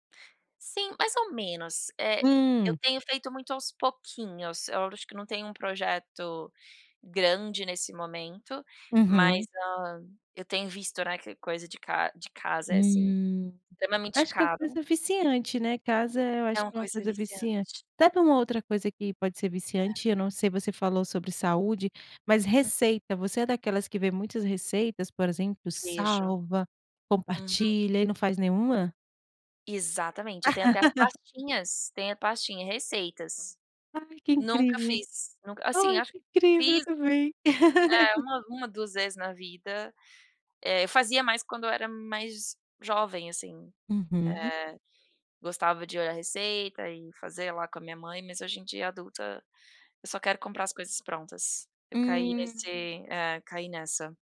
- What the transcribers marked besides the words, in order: laugh; laugh
- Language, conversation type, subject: Portuguese, podcast, Como você equilibra o tempo de tela com a vida offline?